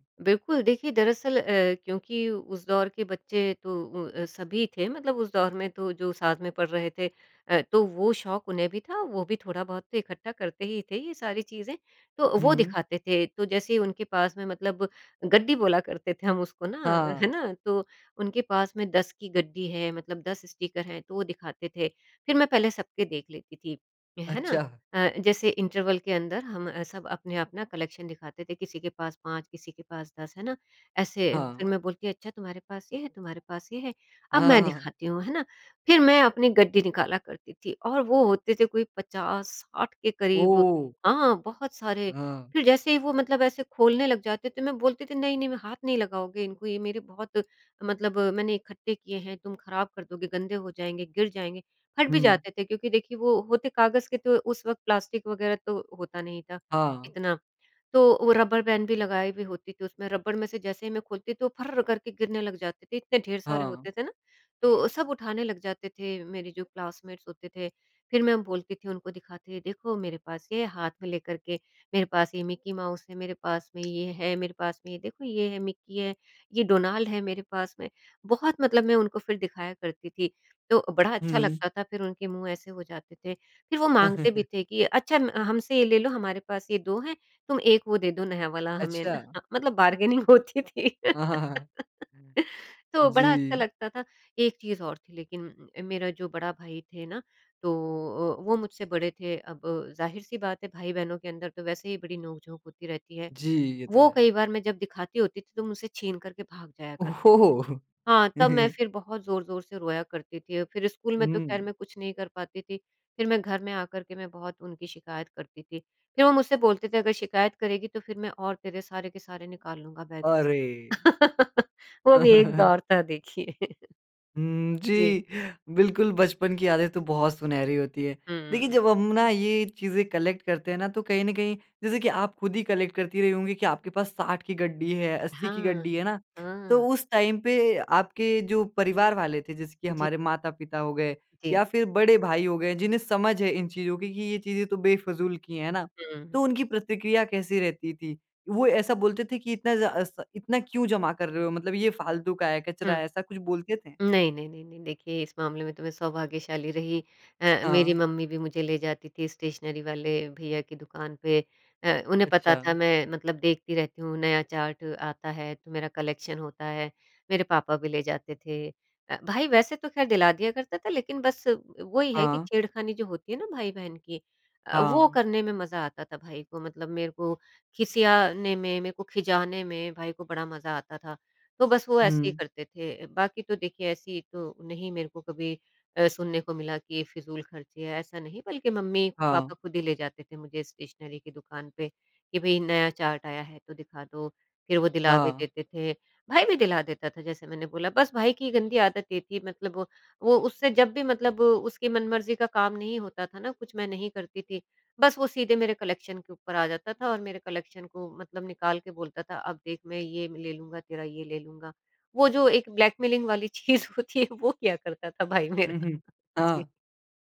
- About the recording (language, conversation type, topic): Hindi, podcast, बचपन में आपको किस तरह के संग्रह पर सबसे ज़्यादा गर्व होता था?
- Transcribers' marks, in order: in English: "कलेक्शन"; in English: "रबर बैन"; in English: "रबर"; in English: "क्लासमेट्स"; tapping; chuckle; laughing while speaking: "ना"; laughing while speaking: "बार्गेनिंग होती थी"; in English: "बार्गेनिंग"; other background noise; laugh; laughing while speaking: "ओह!"; laugh; laugh; in English: "बैग"; laugh; chuckle; in English: "कलेक्ट"; in English: "कलेक्ट"; in English: "टाइम"; in English: "कलेक्शन"; in English: "कलेक्शन"; in English: "कलेक्शन"; in English: "ब्लैकमेलिंग"; laughing while speaking: "चीज़ होती है वो किया करता था भाई मेरा"